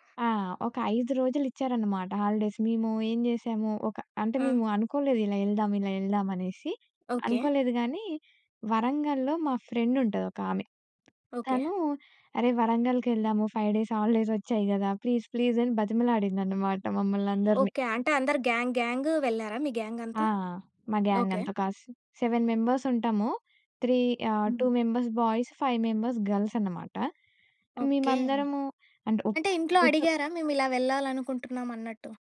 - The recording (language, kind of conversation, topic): Telugu, podcast, మీ జీవితాన్ని మార్చిన ప్రదేశం ఏది?
- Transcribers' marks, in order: in English: "హాలిడేస్"; in English: "ఫ్రెండ్"; tapping; in English: "ఫైవ్ డేస్ హాలిడేస్"; in English: "ప్లీజ్, ప్లీజ్"; in English: "గ్యాంగ్, గ్యాంగ్"; in English: "గ్యాంగ్"; in English: "సెవెన్ మెంబర్స్"; in English: "త్రీ"; in English: "టు మెంబర్స్ బాయ్స్, ఫైవ్ మెంబర్స్ గర్ల్స్"